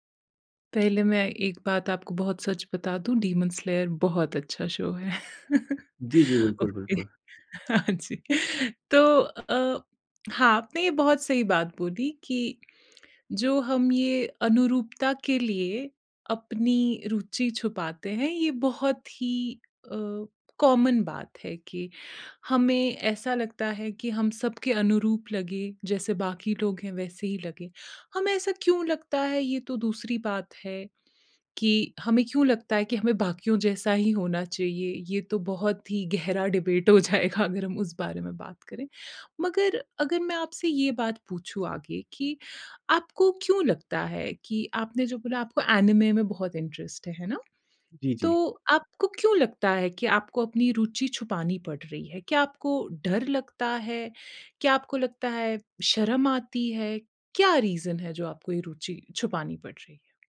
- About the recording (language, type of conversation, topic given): Hindi, advice, दोस्तों के बीच अपनी अलग रुचि क्यों छुपाते हैं?
- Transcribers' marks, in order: in English: "शो"; laughing while speaking: "ओके हाँ जी"; in English: "ओके"; in English: "कॉमन"; in English: "डिबेट"; laughing while speaking: "जाएगा अगर हम उस बारे में"; in English: "एनीमे"; in English: "इंटरेस्ट"; in English: "रीज़न"